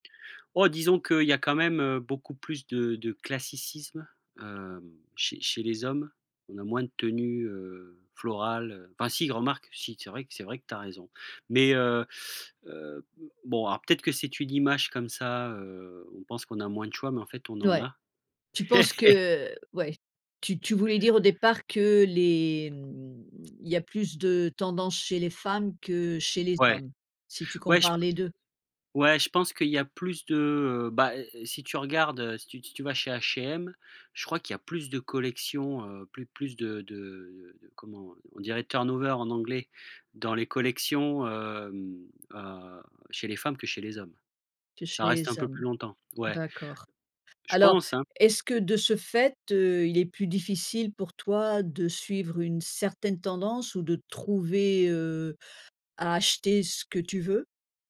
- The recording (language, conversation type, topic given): French, podcast, Comment savoir si une tendance te va vraiment ?
- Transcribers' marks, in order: laugh; other background noise; tapping; in English: "turn over"